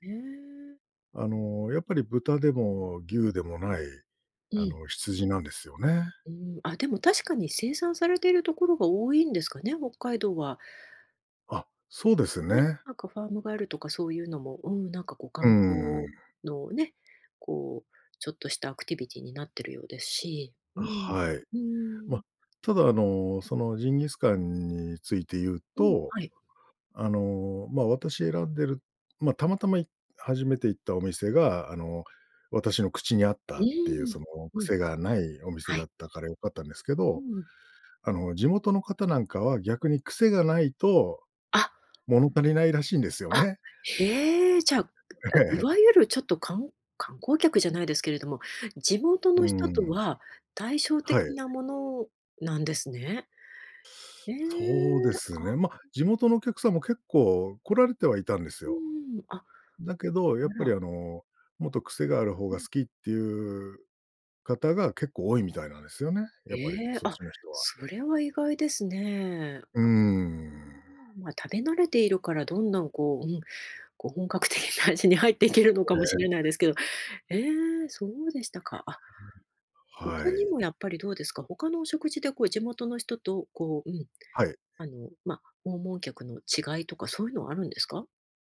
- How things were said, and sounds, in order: other noise; laughing while speaking: "ええ"; other background noise; tapping; laughing while speaking: "本格的な味に"
- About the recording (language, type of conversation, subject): Japanese, podcast, 毎年恒例の旅行やお出かけの習慣はありますか？